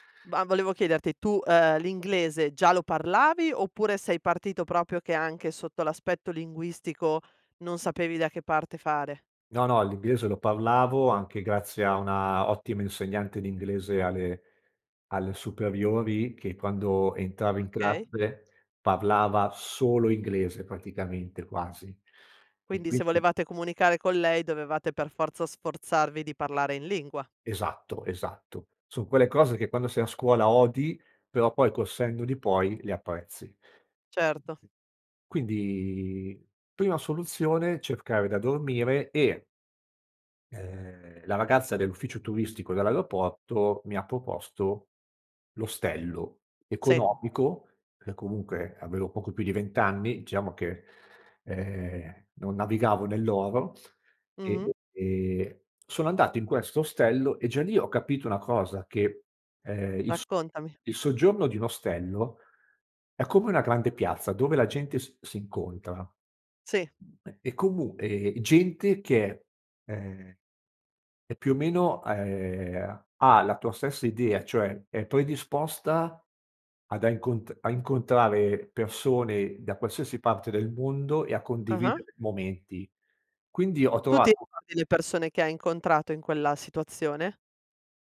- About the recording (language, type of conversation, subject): Italian, podcast, Qual è un viaggio che ti ha cambiato la vita?
- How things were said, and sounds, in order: tapping; other background noise; "ricordi" said as "cordi"